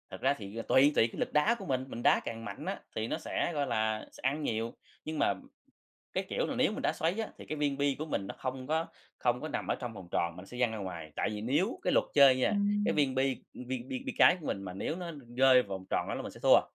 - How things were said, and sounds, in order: tapping
- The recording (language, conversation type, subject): Vietnamese, podcast, Hồi nhỏ, bạn và đám bạn thường chơi những trò gì?